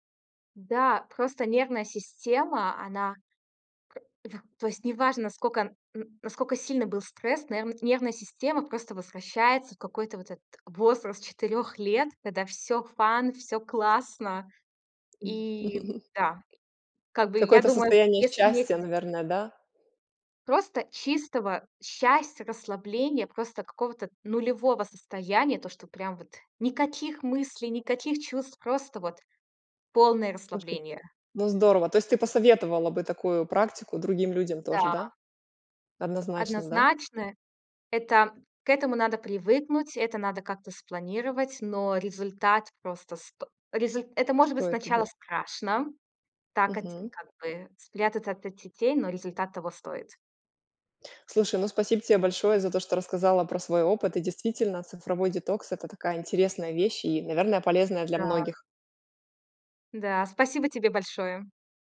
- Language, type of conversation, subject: Russian, podcast, Что для тебя значит цифровой детокс и как его провести?
- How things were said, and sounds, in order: in English: "fun"; chuckle; tapping; unintelligible speech; other background noise